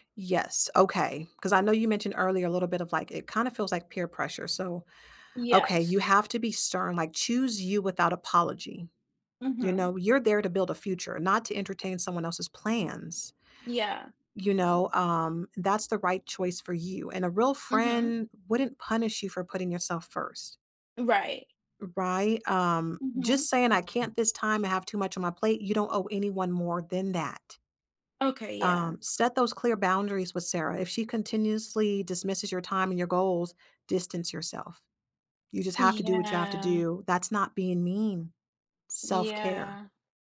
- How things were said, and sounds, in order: drawn out: "Yeah"
- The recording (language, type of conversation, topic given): English, advice, How can I improve my work-life balance?